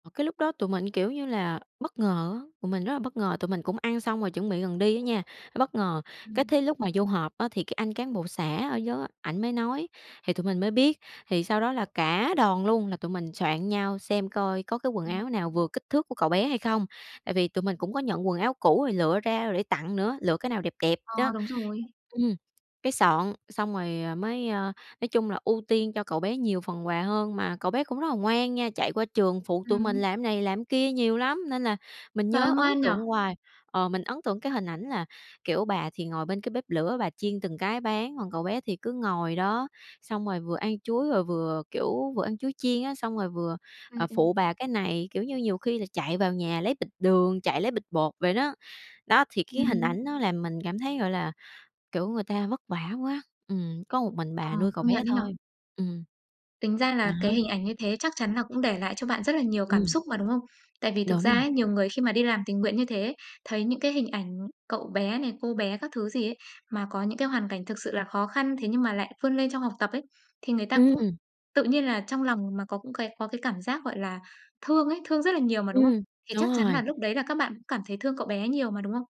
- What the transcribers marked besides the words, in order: tapping; unintelligible speech; other background noise
- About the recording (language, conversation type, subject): Vietnamese, podcast, Bạn có thể kể về trải nghiệm làm tình nguyện cùng cộng đồng của mình không?